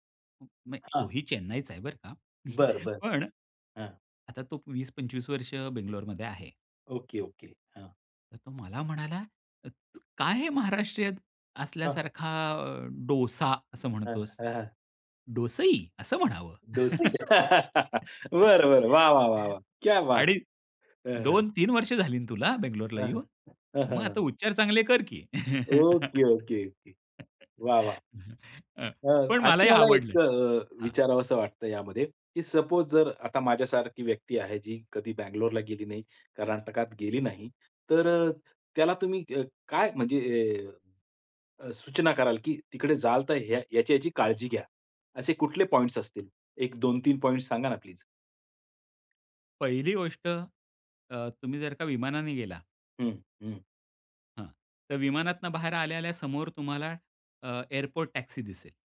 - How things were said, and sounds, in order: other background noise; chuckle; tapping; laugh; chuckle; in Hindi: "क्या बात है!"; chuckle; in English: "सपोज"
- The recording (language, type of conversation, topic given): Marathi, podcast, नवीन शहरात किंवा ठिकाणी गेल्यावर तुम्हाला कोणते बदल अनुभवायला आले?